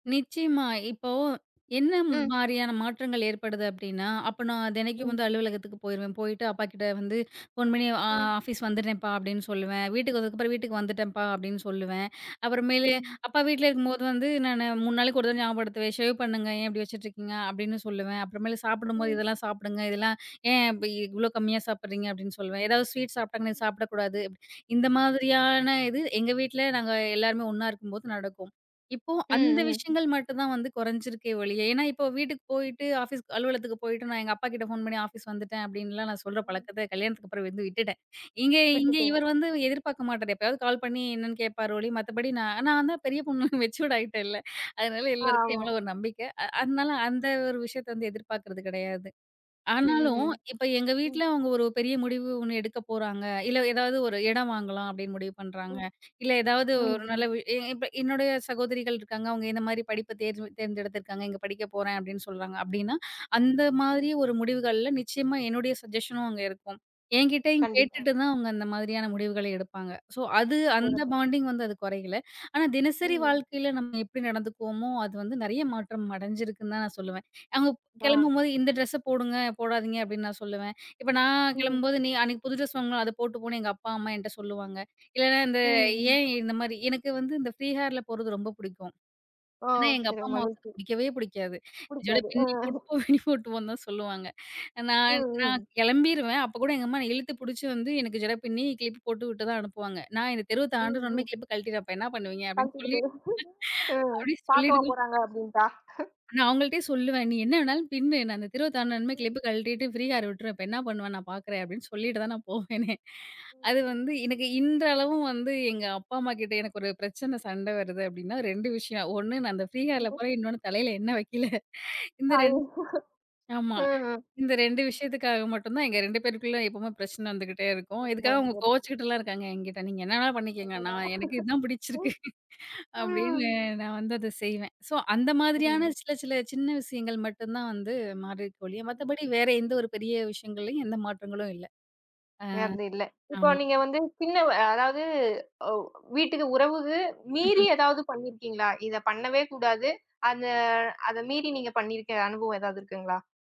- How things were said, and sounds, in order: other background noise; in English: "சேவ்"; laughing while speaking: "பொண்ணு மெச்சூர்டு ஆயிட்டேன்ல"; in English: "மெச்சூர்டு"; in English: "சஜ்ஜஷனும்"; other noise; in English: "சோ"; in English: "பாண்டிங்"; in English: "ஃப்ரீ ஹேர்ல"; laughing while speaking: "புடிக்காது. அ"; laughing while speaking: "ஜட பின்னி போட்டு, பின்னி போட்டுப் போன்னு தான் சொல்லுவாங்க"; laughing while speaking: "கழட்டிட்டு போயிரு. அ பாக்கவா போறாங்க. அப்டின்ட்டா. ஹ"; laughing while speaking: "அப்டின்னு சொல்லி. அப்படி சொல்லிட்டு தான்"; in English: "ஃப்ரீ ஹேர்"; laughing while speaking: "போவேனே!"; unintelligible speech; laughing while speaking: "ஐயயோ!"; angry: "இன்னொன்னு தலையில எண்ணெய் வைக்கில"; laughing while speaking: "அடடா! ம். ம்"; laughing while speaking: "பிடிச்சிருக்கு"; unintelligible speech; in English: "சோ"
- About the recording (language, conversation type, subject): Tamil, podcast, பரஸ்பர உறவுகளில் உங்கள் தனிப்பட்ட வரம்புகளை நீங்கள் எப்படித் தெளிவாகவும் மரியாதையுடனும் தெரிவிக்கிறீர்கள்?